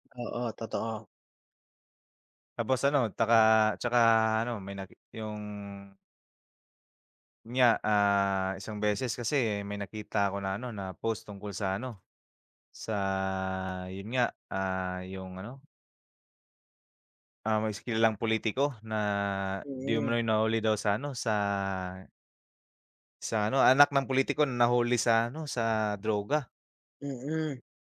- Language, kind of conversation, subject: Filipino, unstructured, Ano ang palagay mo sa epekto ng midyang panlipunan sa balita?
- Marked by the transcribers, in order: none